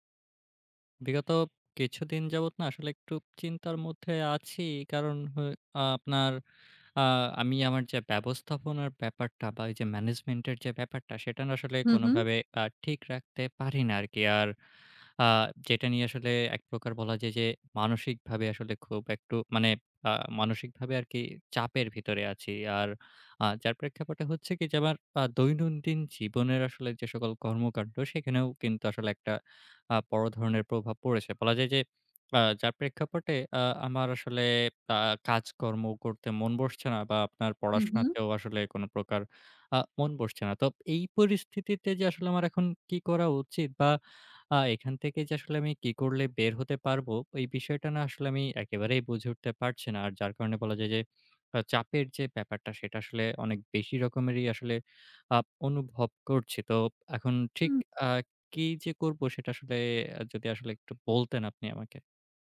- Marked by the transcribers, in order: other background noise
- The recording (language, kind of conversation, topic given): Bengali, advice, বড় কেনাকাটার জন্য সঞ্চয় পরিকল্পনা করতে অসুবিধা হচ্ছে